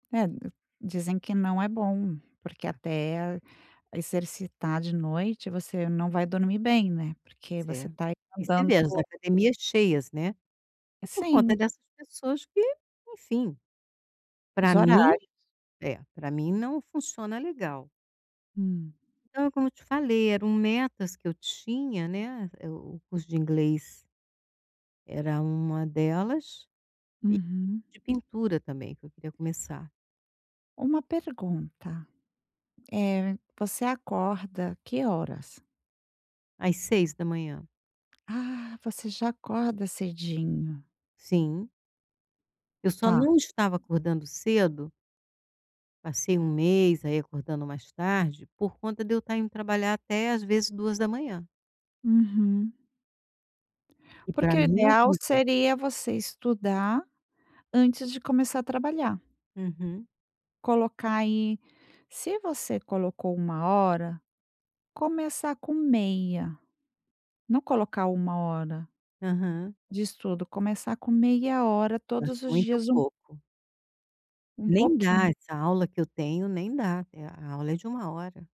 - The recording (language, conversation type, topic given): Portuguese, advice, Como devo adaptar minhas metas quando minhas prioridades mudam?
- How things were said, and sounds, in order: tapping; other background noise